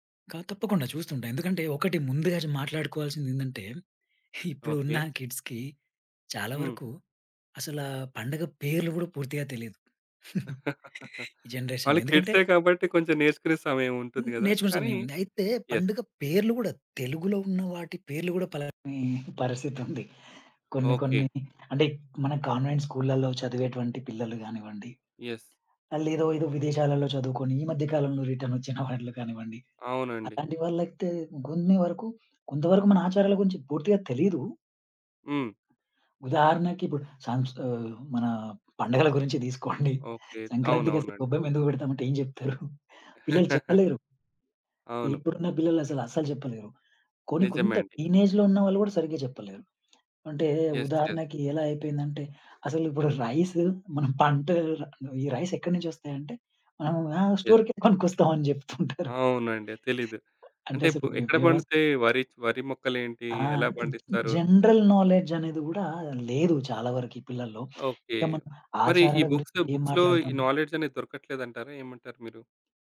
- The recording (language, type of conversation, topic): Telugu, podcast, నేటి యువతలో ఆచారాలు మారుతున్నాయా? మీ అనుభవం ఏంటి?
- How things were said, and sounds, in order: in English: "కిడ్స్‌కి"; chuckle; giggle; in English: "జనరేషన్‌లో"; in English: "యెస్"; other background noise; in English: "యెస్"; chuckle; chuckle; chuckle; laugh; in English: "టీనేజ్‌లో"; tapping; in English: "యెస్. యెస్"; in English: "రైస్"; laughing while speaking: "స్టోర్‌కెళ్ళి కొనుక్కొస్తాం అని చెప్తుంటారు"; in English: "స్టోర్‌కెళ్ళి"; in English: "యెస్"; in English: "జనరల్ నాలెడ్జ్"; in English: "బుక్స్, బుక్స్‌లో"; in English: "నాలెడ్జ్"